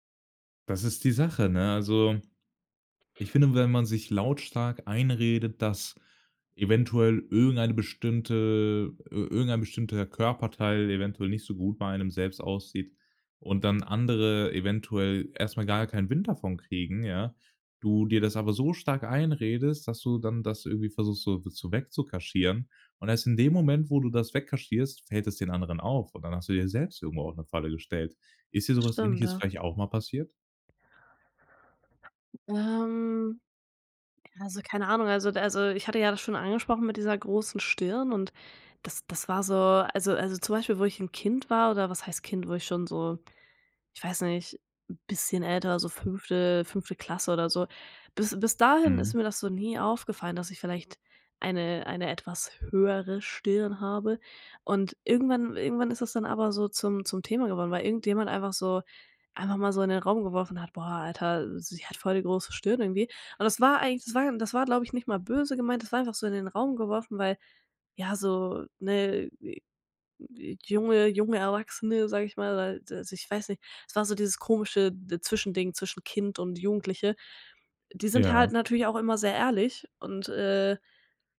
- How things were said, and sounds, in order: other background noise; drawn out: "Ähm"; other noise
- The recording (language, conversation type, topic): German, podcast, Wie beeinflussen Filter dein Schönheitsbild?